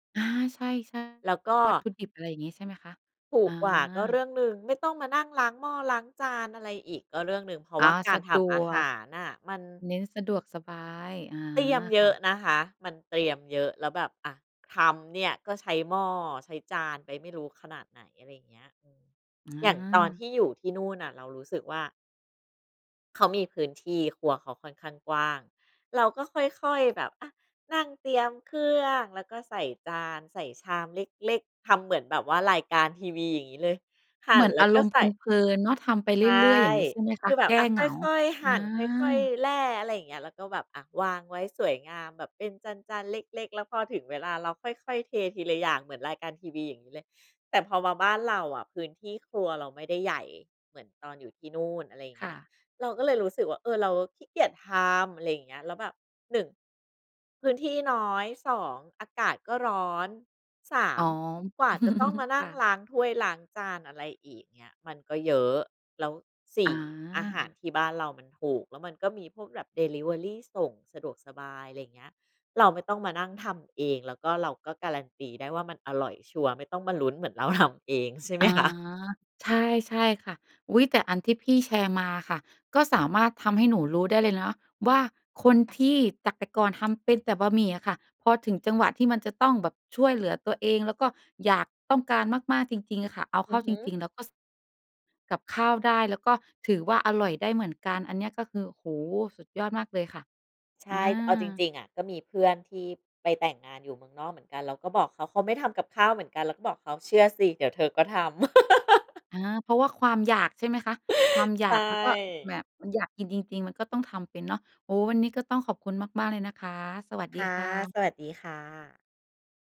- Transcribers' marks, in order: other background noise; lip smack; chuckle; laughing while speaking: "ทำ"; laughing while speaking: "ไหมคะ ?"; laugh; gasp
- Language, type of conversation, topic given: Thai, podcast, อาหารช่วยให้คุณปรับตัวได้อย่างไร?